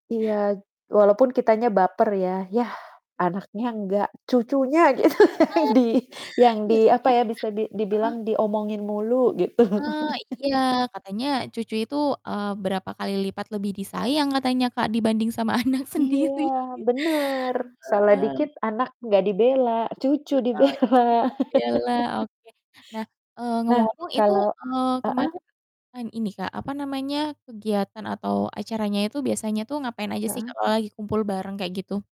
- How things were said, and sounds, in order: other noise; laughing while speaking: "gitu yang di"; distorted speech; static; chuckle; laughing while speaking: "anak sendiri"; unintelligible speech; laughing while speaking: "dibela"; laugh
- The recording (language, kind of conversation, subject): Indonesian, unstructured, Bagaimana kamu biasanya merayakan momen spesial bersama keluarga?